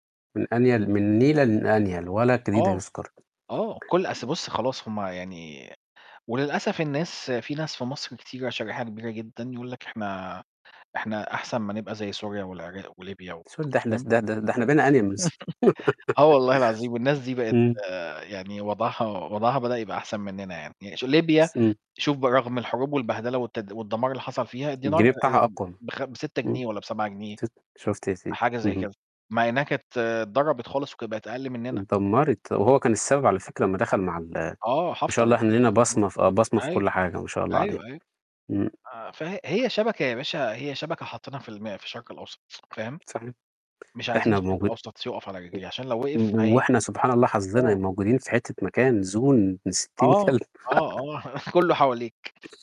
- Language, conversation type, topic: Arabic, unstructured, هل إنت شايف إن الصدق دايمًا أحسن سياسة؟
- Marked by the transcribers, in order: static; tsk; other background noise; chuckle; laugh; other noise; in English: "زون"; laugh; chuckle; tapping